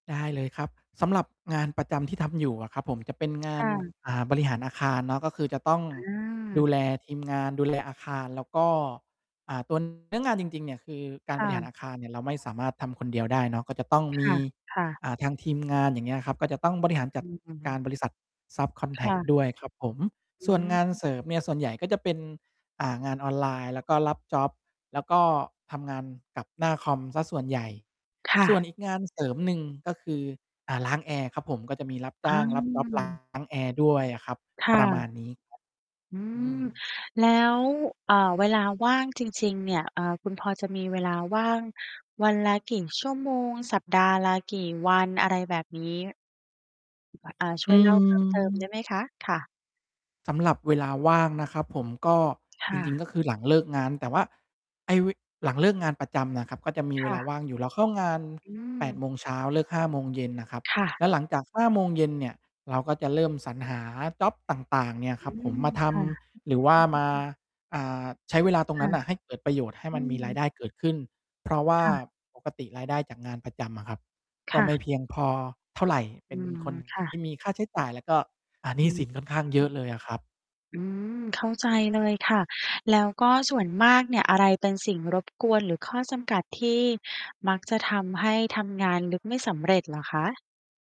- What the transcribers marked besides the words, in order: distorted speech; in English: "ซับคอนแทรก"; tapping
- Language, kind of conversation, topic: Thai, advice, คุณควรจัดสรรเวลาทำงานที่ต้องใช้สมาธิสูงให้สมดุลกับชีวิตส่วนตัวยังไงดี?